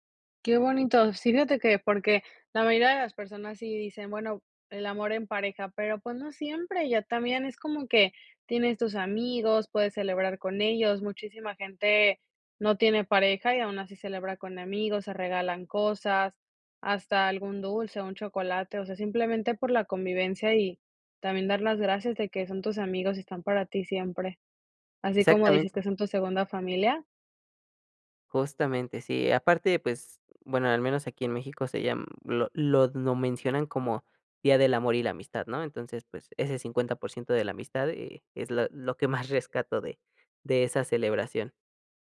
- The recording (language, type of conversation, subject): Spanish, podcast, ¿Has cambiado alguna tradición familiar con el tiempo? ¿Cómo y por qué?
- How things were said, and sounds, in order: none